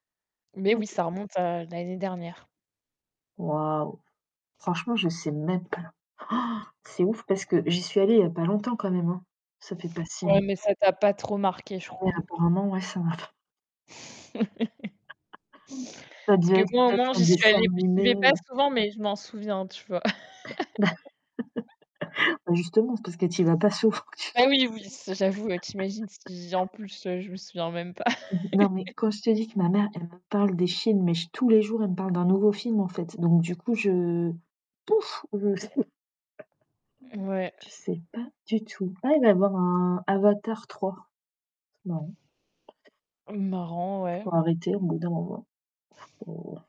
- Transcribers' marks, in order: distorted speech; static; gasp; laugh; laugh; laugh; laugh; other noise; other background noise; laugh; tapping
- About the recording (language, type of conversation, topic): French, unstructured, Quels critères prenez-vous en compte pour choisir un film à regarder ?